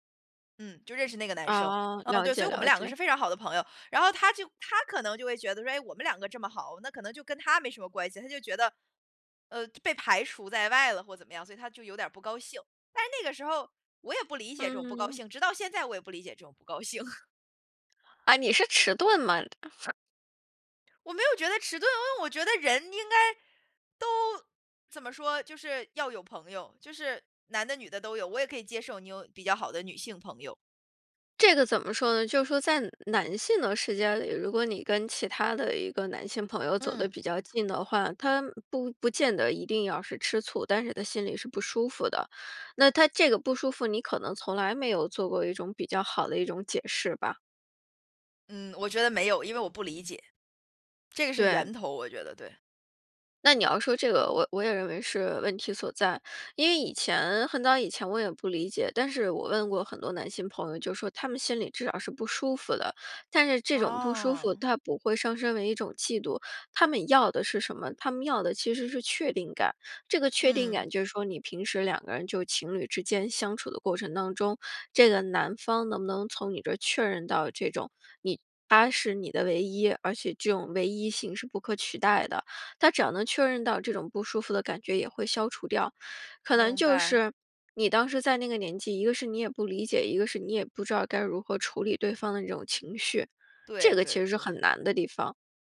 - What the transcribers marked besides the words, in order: laughing while speaking: "不高兴"; other background noise; angry: "我没有觉得迟钝，因为我觉得人应该"
- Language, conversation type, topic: Chinese, podcast, 有什么歌会让你想起第一次恋爱？